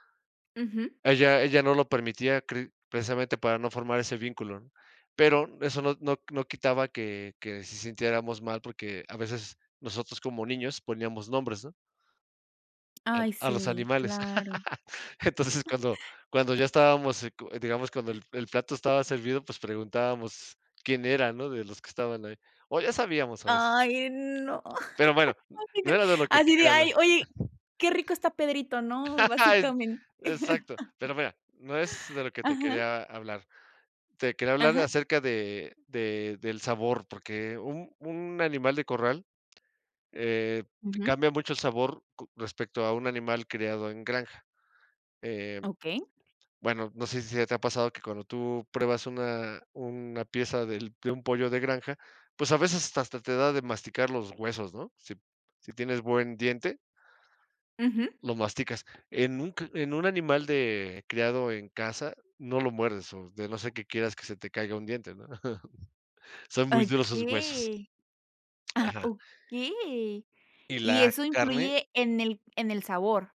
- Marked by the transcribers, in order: tapping; laugh; other noise; laugh; laugh; chuckle
- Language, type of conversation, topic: Spanish, podcast, ¿Cómo te acercas a un alimento que antes creías odiar?